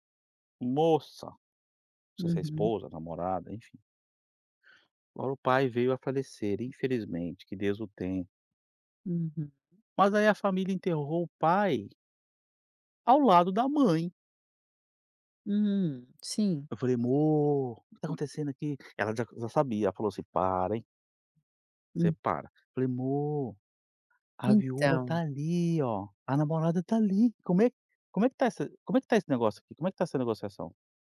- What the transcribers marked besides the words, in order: tapping; put-on voice: "Mô, o que tá acontecendo aqui?"; put-on voice: "Mô a viúva tá, ali, ó, a namorada tá, ali"; other background noise
- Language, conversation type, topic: Portuguese, advice, Como posso superar o medo de mostrar interesses não convencionais?